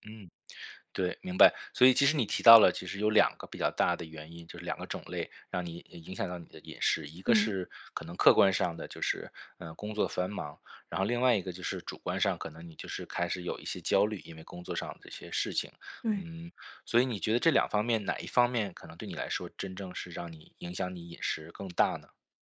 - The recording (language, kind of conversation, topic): Chinese, advice, 咖啡和饮食让我更焦虑，我该怎么调整才能更好地管理压力？
- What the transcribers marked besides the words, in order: other noise